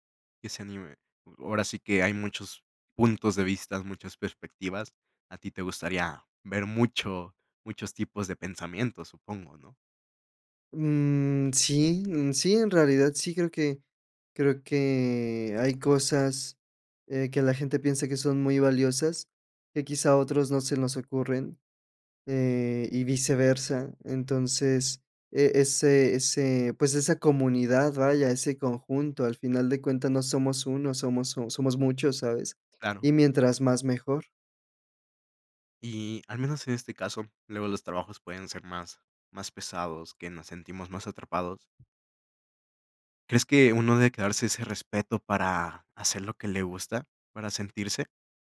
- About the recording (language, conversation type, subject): Spanish, podcast, ¿Qué parte de tu trabajo te hace sentir más tú mismo?
- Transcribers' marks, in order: other background noise